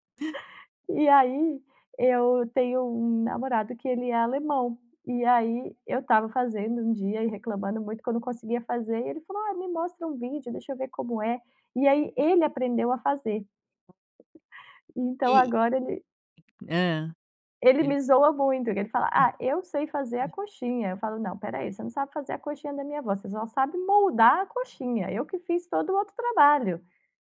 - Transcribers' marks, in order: tapping
- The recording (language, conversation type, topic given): Portuguese, podcast, Qual é o papel da comida nas lembranças e nos encontros familiares?
- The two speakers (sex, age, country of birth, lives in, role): female, 30-34, Brazil, Cyprus, guest; female, 50-54, Brazil, United States, host